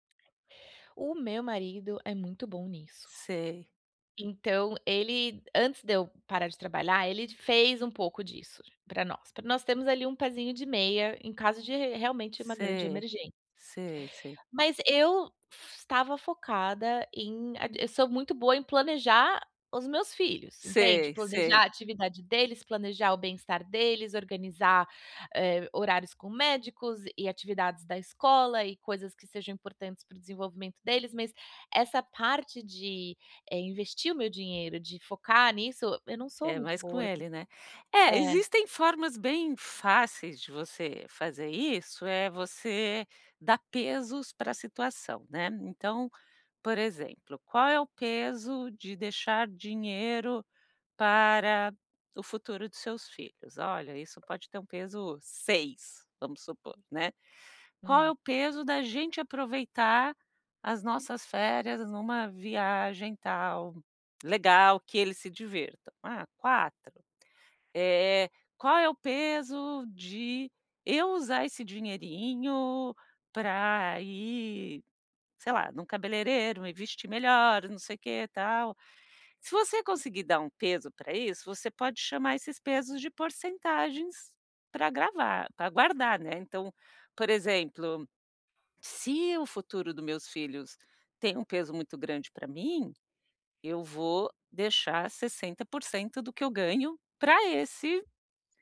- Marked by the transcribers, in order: tapping; other background noise
- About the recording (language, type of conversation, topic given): Portuguese, advice, Como posso equilibrar meu tempo, meu dinheiro e meu bem-estar sem sacrificar meu futuro?